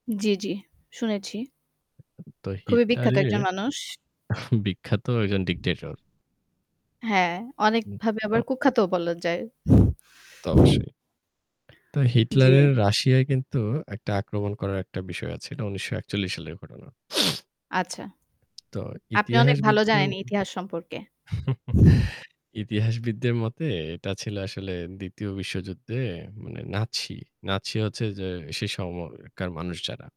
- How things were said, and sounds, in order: static; other background noise; scoff; tapping; chuckle
- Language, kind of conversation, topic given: Bengali, unstructured, ইতিহাসে কোন ভুল সিদ্ধান্তটি সবচেয়ে বড় প্রভাব ফেলেছে বলে আপনি মনে করেন?